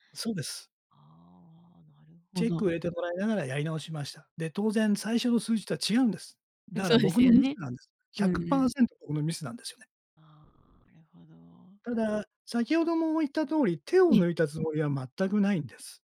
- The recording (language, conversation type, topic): Japanese, podcast, 人生で一番大きな失敗から、何を学びましたか？
- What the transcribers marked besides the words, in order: none